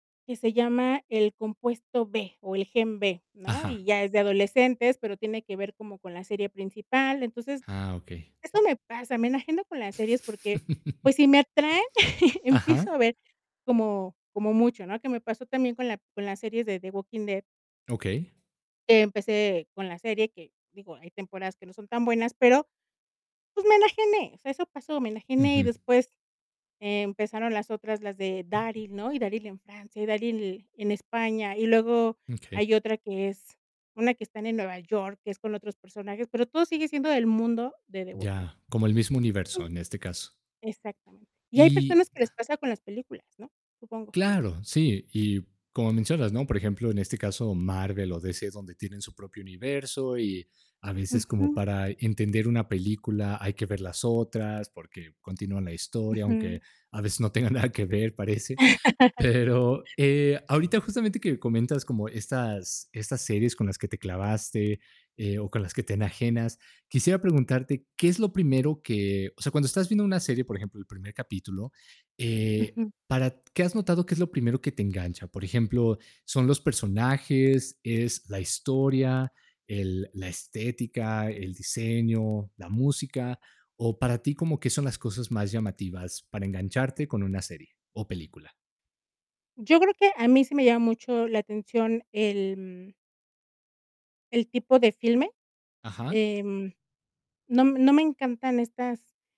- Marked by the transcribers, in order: other background noise; laugh; static; laugh; distorted speech; other noise; laughing while speaking: "no tenga nada que ver, parece"; laugh
- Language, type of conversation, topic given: Spanish, podcast, ¿Qué es lo que más te atrae del cine y las series?